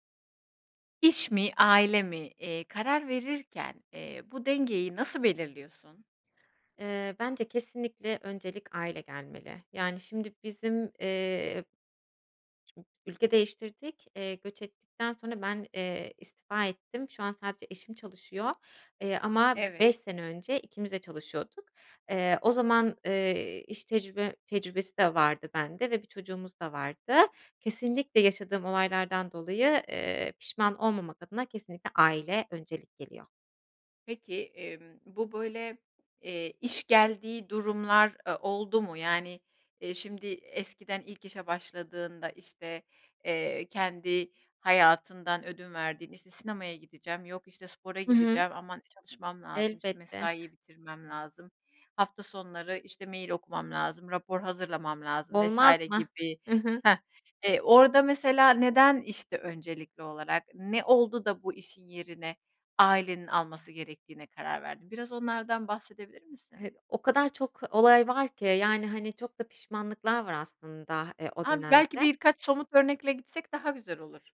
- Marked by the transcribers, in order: tapping; other noise; other background noise; unintelligible speech
- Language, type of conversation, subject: Turkish, podcast, İş ve aile arasında karar verirken dengeyi nasıl kuruyorsun?
- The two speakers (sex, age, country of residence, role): female, 30-34, Germany, guest; female, 40-44, Spain, host